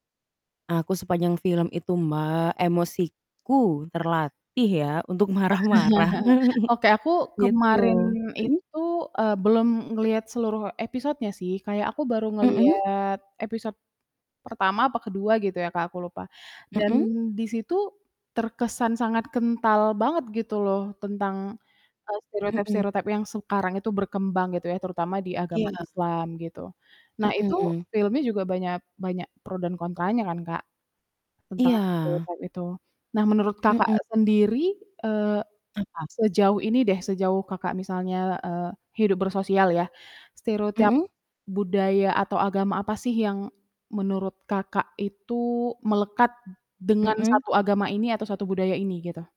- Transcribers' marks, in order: chuckle; chuckle; distorted speech; tapping
- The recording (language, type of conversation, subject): Indonesian, unstructured, Apa yang paling membuatmu kesal tentang stereotip budaya atau agama?